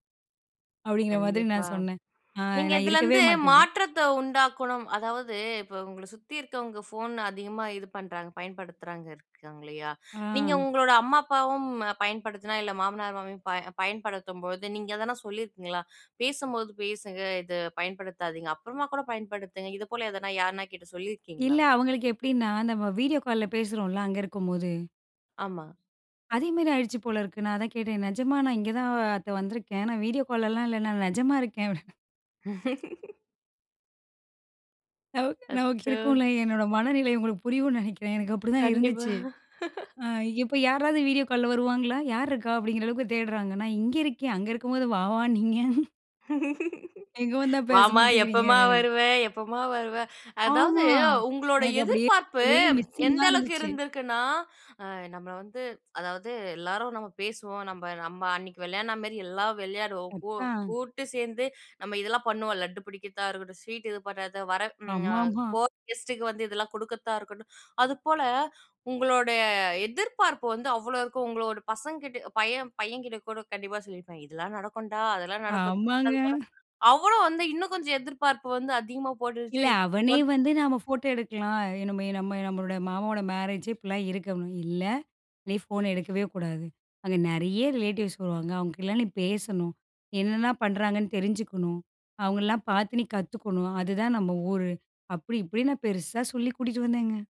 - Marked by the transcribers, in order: "மாமியாரும்" said as "மாமியும்"; laughing while speaking: "நான் வீடியோ கால்லாம் இல்ல. நான் நிஜமா இருக்கேன்"; laugh; laughing while speaking: "நமக்கு நமக்கு இருக்கும்ல. என்னோட மனநிலை … இருக்கும்போது வா வானீங்க"; surprised: "அச்சோ"; laugh; laughing while speaking: "வாமா, எப்பமா வருவ எப்பமா வருவ"; laughing while speaking: "இங்க வந்தா பேச மாட்டேங்குறீங்க"; anticipating: "அதாவது உங்களோட எதிர்பார்ப்பு எந்த அளவுக்கு … அதிகமா போட்டுட்டு வந்"; in English: "மிஸ்ஸிங்கா"; laughing while speaking: "ஆமாங்க"; in English: "ரிலேட்டிவ்ஸ்"
- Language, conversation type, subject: Tamil, podcast, வீட்டு கூட்டங்களில் எல்லோரும் போனில் இருக்கும்போது சூழல் எப்படி இருக்குது?